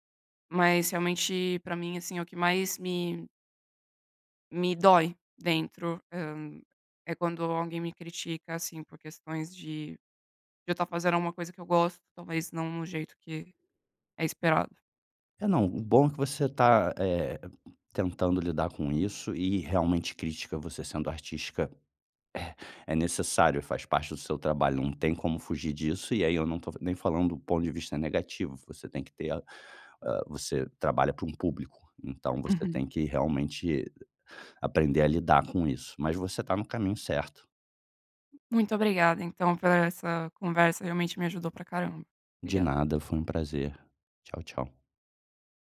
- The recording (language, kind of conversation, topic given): Portuguese, advice, Como posso parar de me culpar demais quando recebo críticas?
- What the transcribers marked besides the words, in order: other background noise